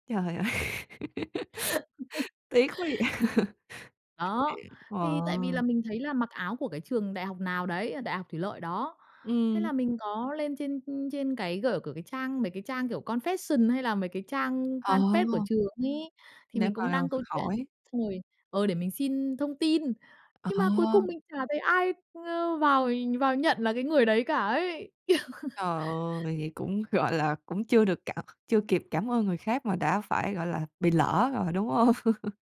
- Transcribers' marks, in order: laughing while speaking: "ơi!"; laugh; laughing while speaking: "vậy!"; tapping; laugh; other background noise; in English: "confession"; in English: "fanpage"; chuckle; laughing while speaking: "hông?"; chuckle
- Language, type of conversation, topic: Vietnamese, podcast, Bạn có thể kể lại lần bạn gặp một người đã giúp bạn trong lúc khó khăn không?
- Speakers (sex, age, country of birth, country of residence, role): female, 20-24, Vietnam, Finland, host; female, 30-34, Vietnam, Vietnam, guest